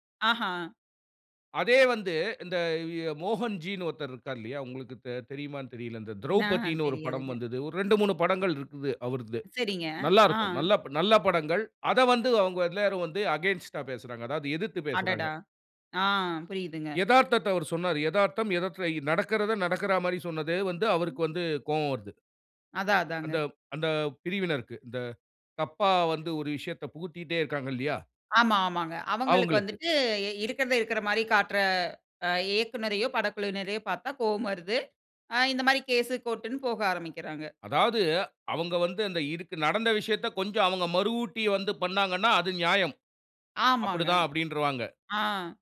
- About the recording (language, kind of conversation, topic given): Tamil, podcast, சினிமா நம்ம சமூகத்தை எப்படி பிரதிபலிக்கிறது?
- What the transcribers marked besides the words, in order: "இருக்காரு இல்லயா" said as "இருக்காரில்லியா"; other noise; in English: "அகைன்ஸ்ட்"; other background noise; in English: "கேஸ், கோர்ட்"